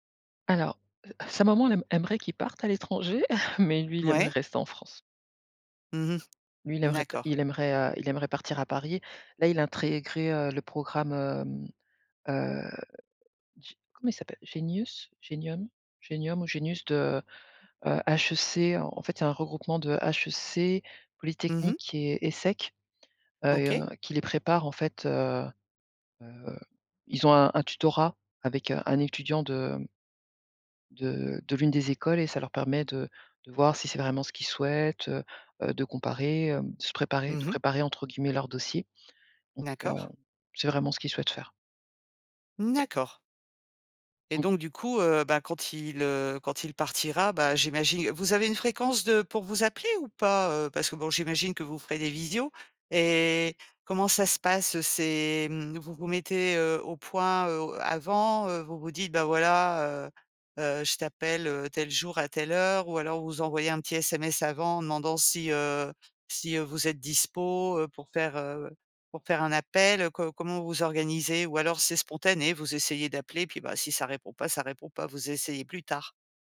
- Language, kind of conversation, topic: French, podcast, Pourquoi le fait de partager un repas renforce-t-il souvent les liens ?
- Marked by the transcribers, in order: other background noise; chuckle; "intégré" said as "intrégré"; tapping; "j'imagine" said as "imagigue"